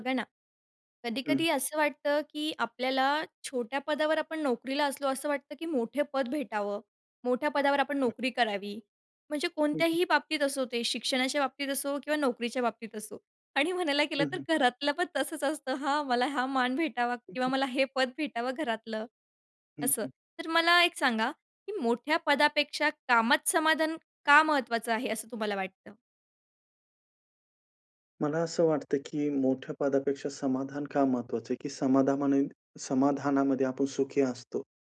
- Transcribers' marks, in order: laughing while speaking: "आणि म्हणायला गेलं तर घरातलं … हा मान भेटावा"; tapping; chuckle
- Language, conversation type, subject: Marathi, podcast, मोठ्या पदापेक्षा कामात समाधान का महत्त्वाचं आहे?